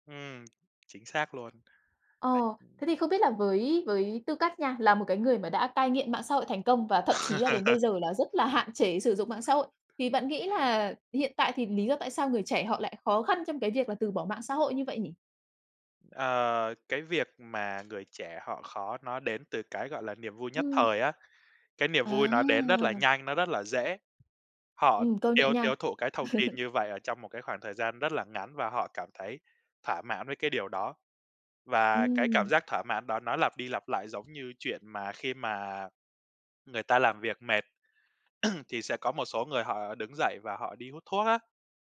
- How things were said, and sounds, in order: tapping; laugh; other background noise; chuckle; throat clearing
- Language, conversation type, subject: Vietnamese, podcast, Lướt bảng tin quá nhiều có ảnh hưởng đến cảm giác giá trị bản thân không?